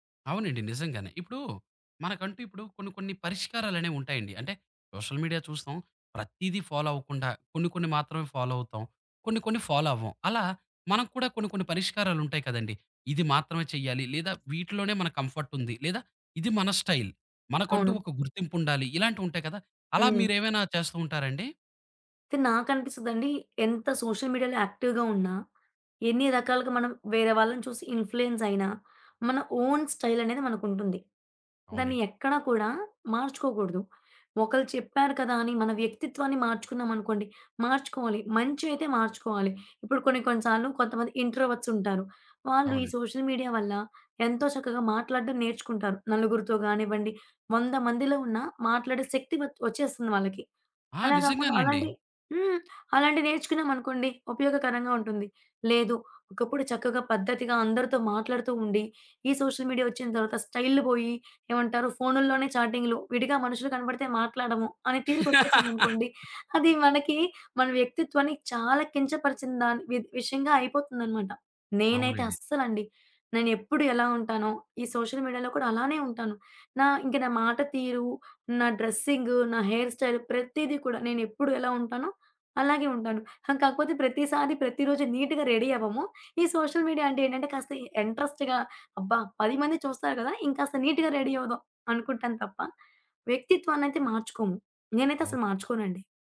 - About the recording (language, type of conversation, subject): Telugu, podcast, సోషల్ మీడియా మీ స్టైల్ని ఎంత ప్రభావితం చేస్తుంది?
- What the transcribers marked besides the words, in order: in English: "సోషల్ మీడియా"; in English: "ఫాలో"; in English: "ఫాలో"; in English: "ఫాలో"; tapping; in English: "కంఫర్ట్"; in English: "స్టైల్"; in English: "సోషల్ మీడియాలో యాక్టివ్‌గా"; in English: "ఓన్"; in English: "ఇంట్రోవర్ట్స్"; in English: "సోషల్ మీడియా"; in English: "సోషల్ మీడియా"; laugh; in English: "సోషల్ మీడియాలో"; in English: "హెయిర్ స్టైల్"; in English: "నీట్‌గా రెడీ"; in English: "సోషల్ మీడియా"; in English: "ఇంట్రెస్ట్‌గా"; in English: "నీట్‌గా రడీ"